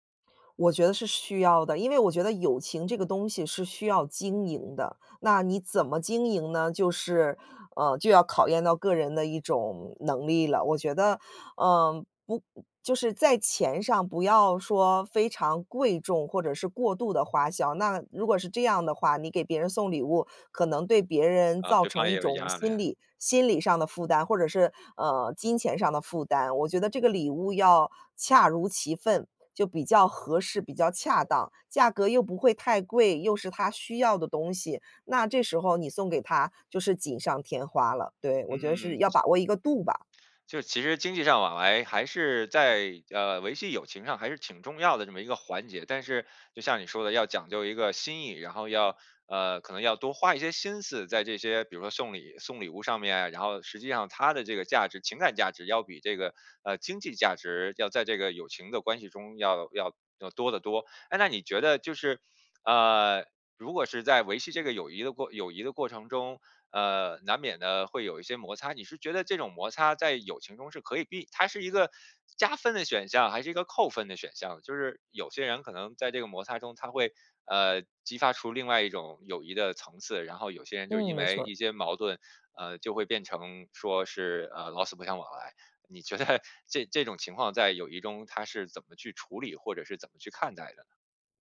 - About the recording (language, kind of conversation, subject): Chinese, podcast, 你是怎么认识并结交到这位好朋友的？
- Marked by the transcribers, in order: other noise; "压来" said as "压力"; other background noise; laughing while speaking: "你觉得"